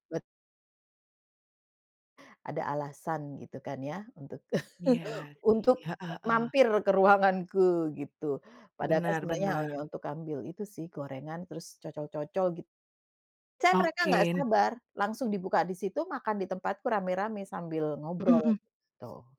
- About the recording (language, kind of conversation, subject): Indonesian, podcast, Makanan apa yang selalu membuatmu rindu kampung halaman?
- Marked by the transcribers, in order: chuckle